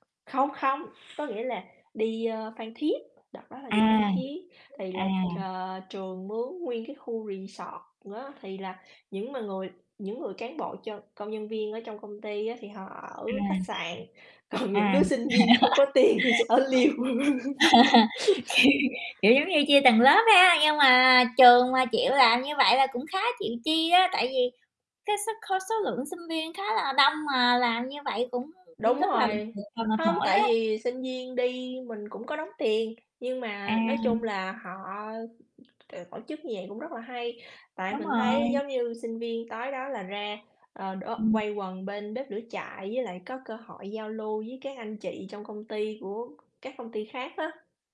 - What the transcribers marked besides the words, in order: tapping; other background noise; laugh; laughing while speaking: "Kiểu"; laughing while speaking: "còn"; laughing while speaking: "tiền thì sẽ ở lều"; laugh; distorted speech
- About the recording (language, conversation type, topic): Vietnamese, unstructured, Kỷ niệm đáng nhớ nhất của bạn trong một lần cắm trại qua đêm là gì?